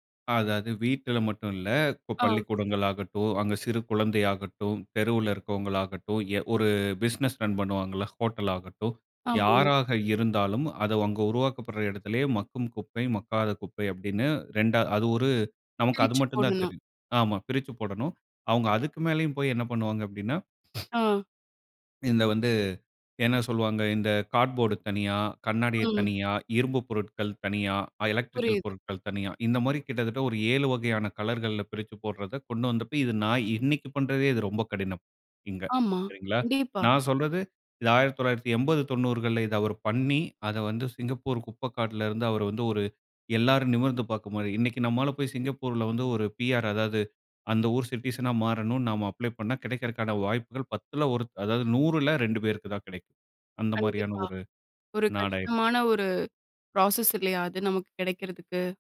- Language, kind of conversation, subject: Tamil, podcast, குப்பை பிரித்தலை எங்கிருந்து தொடங்கலாம்?
- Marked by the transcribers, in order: in English: "பிசினஸ் ரன்"; in English: "கார்ட்போர்ட்"; in English: "புரோசஸ்"